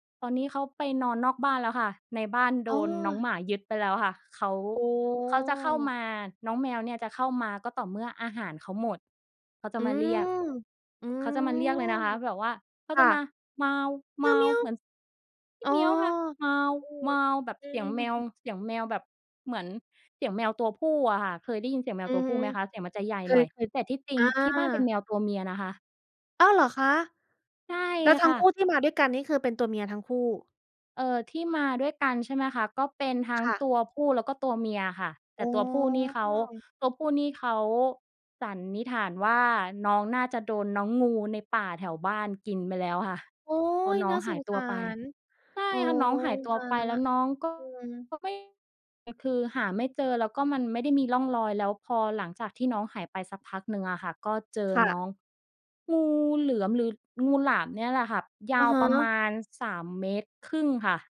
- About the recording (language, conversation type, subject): Thai, podcast, คุณมีเรื่องประทับใจเกี่ยวกับสัตว์เลี้ยงที่อยากเล่าให้ฟังไหม?
- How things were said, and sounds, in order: drawn out: "อ๋อ"; other noise; other background noise; chuckle